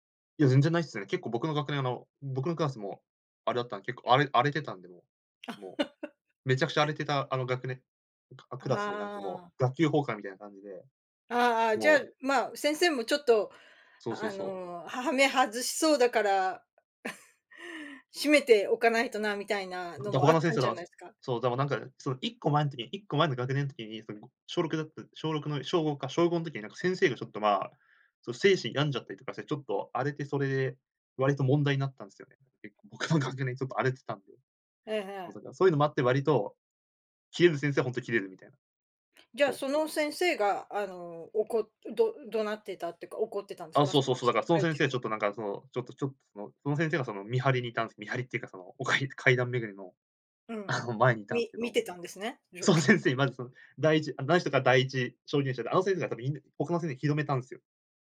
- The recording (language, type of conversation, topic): Japanese, podcast, 修学旅行で一番心に残っている思い出は何ですか？
- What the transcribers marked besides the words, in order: laugh; other background noise; chuckle; tapping